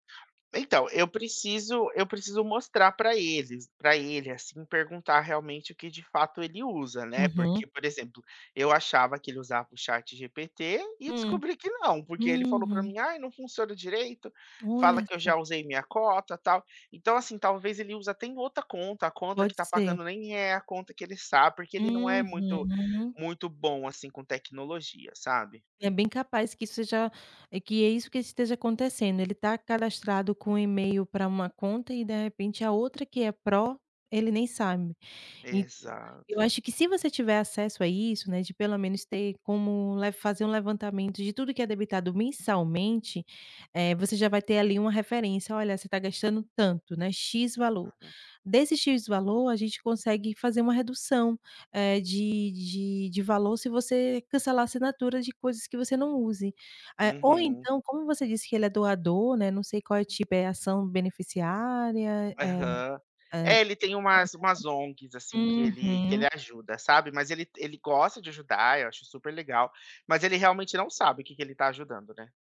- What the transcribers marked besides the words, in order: other background noise; unintelligible speech; unintelligible speech
- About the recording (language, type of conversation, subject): Portuguese, advice, Como lidar com assinaturas acumuladas e confusas que drenan seu dinheiro?